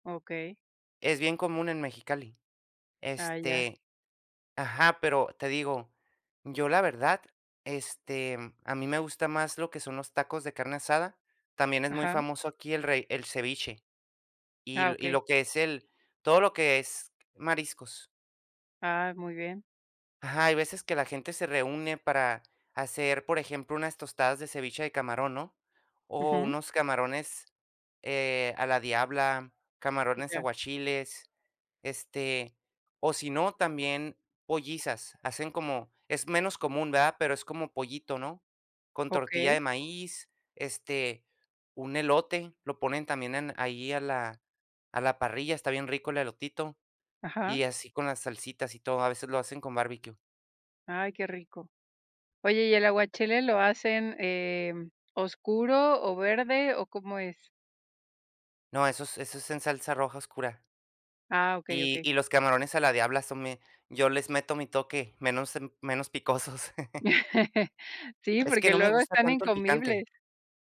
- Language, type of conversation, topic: Spanish, podcast, ¿Qué comida siempre te conecta con tus raíces?
- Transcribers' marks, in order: tapping; other background noise; other noise; chuckle